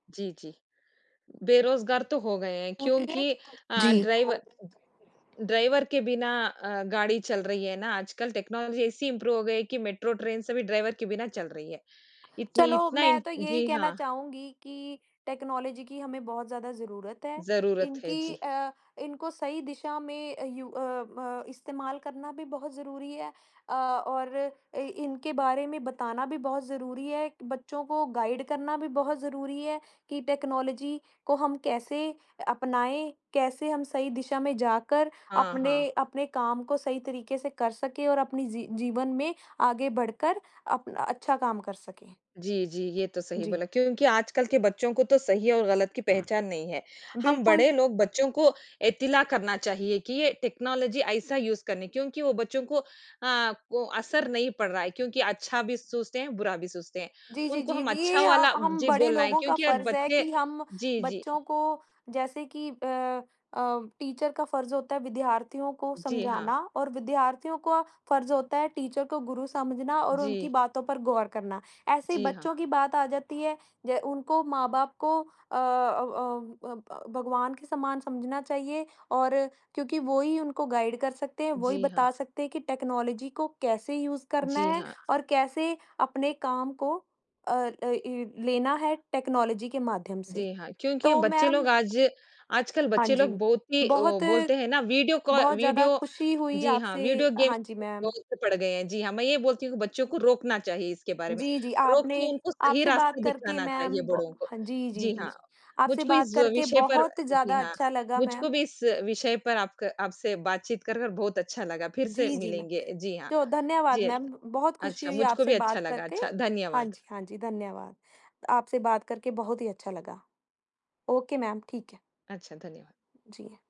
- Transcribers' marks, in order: unintelligible speech; in English: "टेक्नोलॉज़ी"; in English: "इम्प्रूव"; in English: "टेक्नोलॉज़ी"; in English: "गाइड"; in English: "टेक्नोलॉज़ी"; other background noise; in English: "टेक्नोलॉज़ी"; in English: "यूज़"; in English: "टीचर"; in English: "टीचर"; in English: "गाइड"; in English: "टेक्नोलॉज़ी"; in English: "यूज़"; in English: "टेक्नोलॉज़ी"; in English: "गेम"; in English: "ओके"
- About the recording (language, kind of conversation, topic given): Hindi, unstructured, क्या प्रौद्योगिकी ने हमारा जीवन अधिक सहज और आरामदायक बना दिया है?